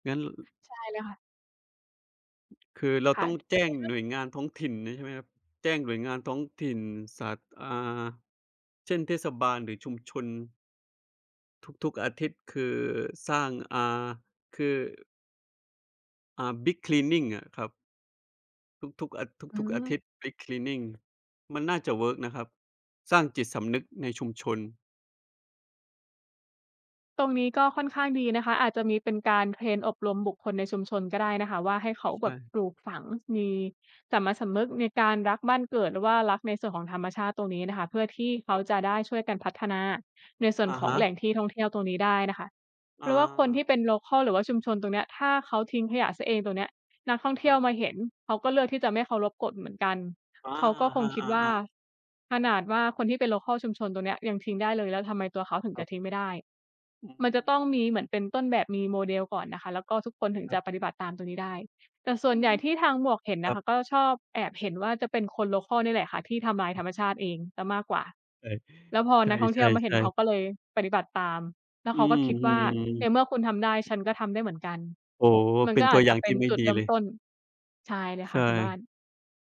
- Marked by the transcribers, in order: in English: "Big Cleaning"; in English: "Big Cleaning"; in English: "โลคัล"; in English: "โลคัล"; in English: "โลคัล"
- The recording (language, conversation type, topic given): Thai, unstructured, คุณรู้สึกอย่างไรเมื่อเห็นคนทิ้งขยะลงในแม่น้ำ?